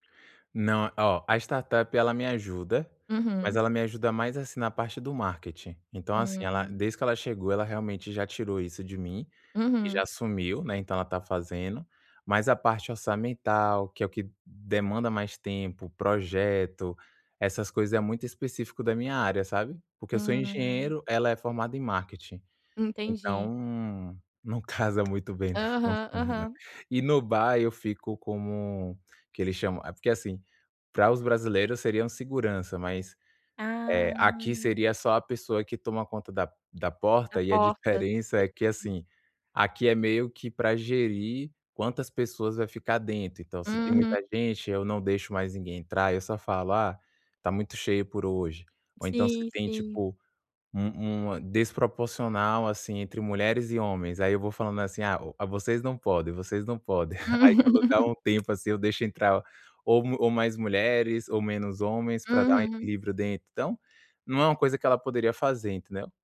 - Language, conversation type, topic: Portuguese, advice, Como posso organizar melhor meu dia quando me sinto sobrecarregado com compromissos diários?
- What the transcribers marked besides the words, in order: "coisas" said as "coisa"; giggle